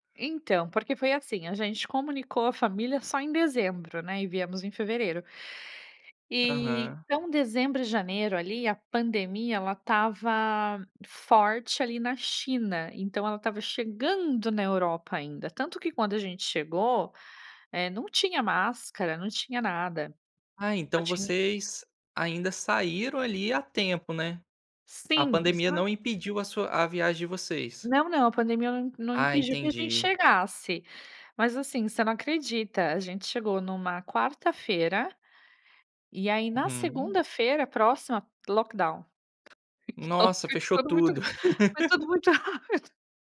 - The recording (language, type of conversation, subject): Portuguese, podcast, Como os amigos e a comunidade ajudam no seu processo de cura?
- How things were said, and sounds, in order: in English: "lockdown"; tapping; laughing while speaking: "Então tudo muito foi tudo muito rápido"; unintelligible speech; laugh